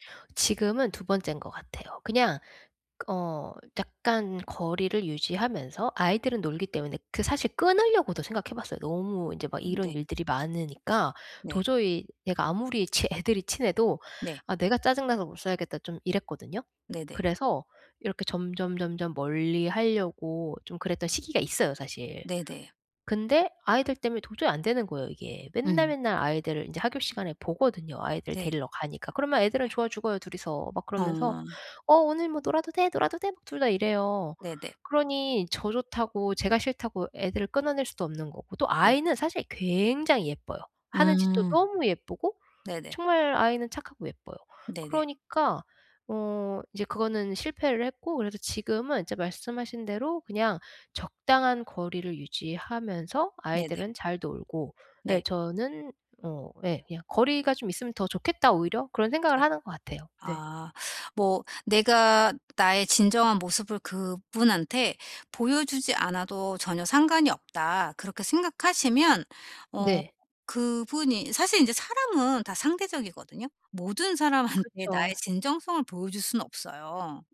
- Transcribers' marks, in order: other background noise; tapping; laughing while speaking: "사람한테"
- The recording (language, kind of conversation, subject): Korean, advice, 진정성을 잃지 않으면서 나를 잘 표현하려면 어떻게 해야 할까요?